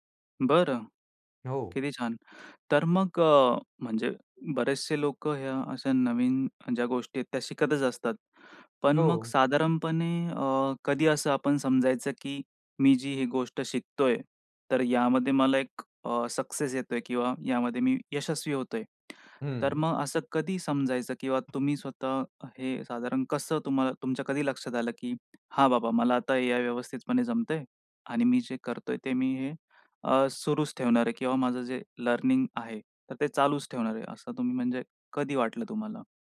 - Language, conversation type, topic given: Marathi, podcast, स्वतःहून काहीतरी शिकायला सुरुवात कशी करावी?
- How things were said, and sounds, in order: other background noise; in English: "लर्निंग"